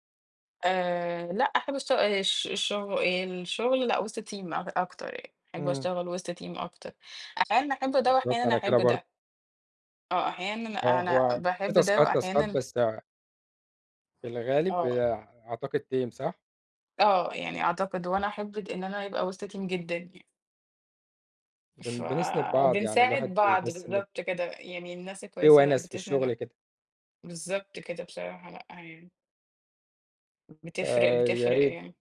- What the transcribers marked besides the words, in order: in English: "team"; in English: "team"; in English: "تاسكات، تاسكات"; other background noise; in English: "team"; in English: "team"
- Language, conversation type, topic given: Arabic, unstructured, إيه أحسن يوم عدى عليك في شغلك وليه؟